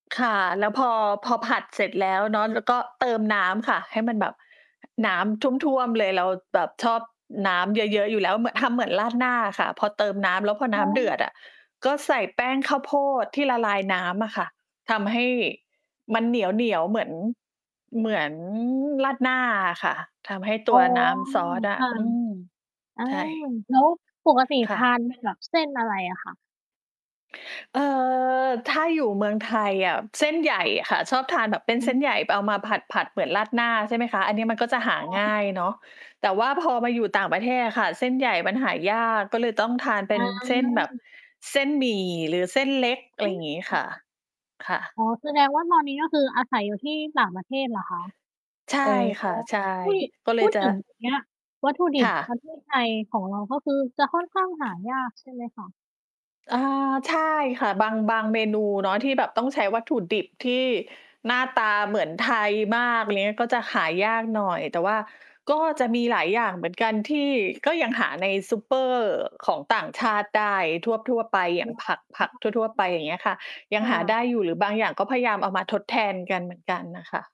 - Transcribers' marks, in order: distorted speech; other noise
- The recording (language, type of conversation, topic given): Thai, unstructured, คุณมีเคล็ดลับอะไรในการทำอาหารให้อร่อยขึ้นบ้างไหม?